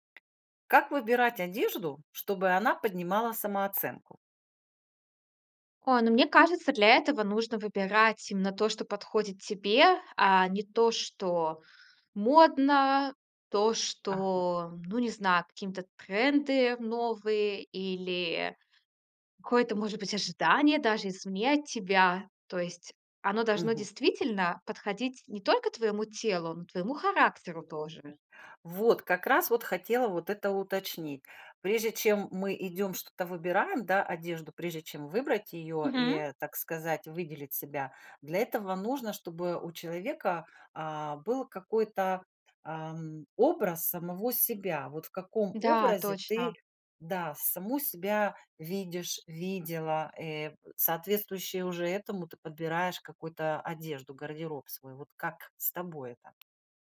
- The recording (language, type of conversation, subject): Russian, podcast, Как выбирать одежду, чтобы она повышала самооценку?
- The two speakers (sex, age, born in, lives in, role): female, 25-29, Russia, United States, guest; female, 60-64, Kazakhstan, United States, host
- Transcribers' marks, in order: tapping; other noise